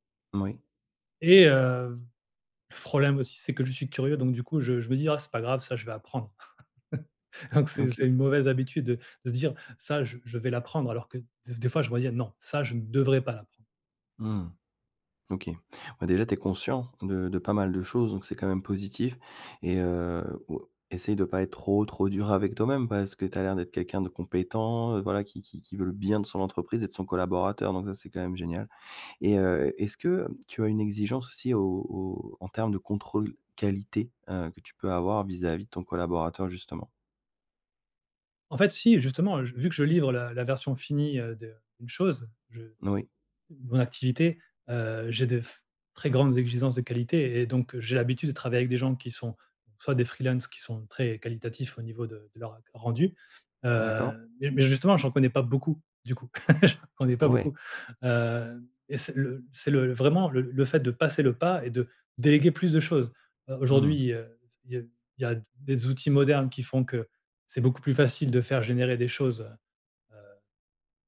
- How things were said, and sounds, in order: chuckle; "exigences" said as "exizense"; laugh
- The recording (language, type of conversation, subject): French, advice, Comment surmonter mon hésitation à déléguer des responsabilités clés par manque de confiance ?